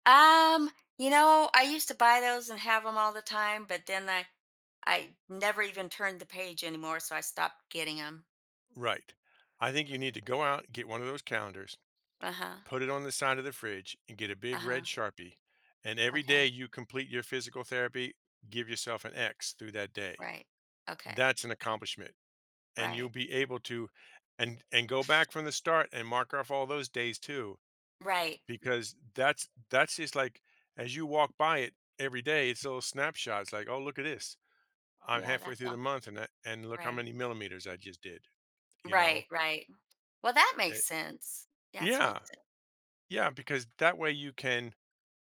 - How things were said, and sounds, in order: other background noise
- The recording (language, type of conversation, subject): English, advice, How can I rebuild my confidence after a setback?
- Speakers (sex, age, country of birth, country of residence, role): female, 60-64, France, United States, user; male, 55-59, United States, United States, advisor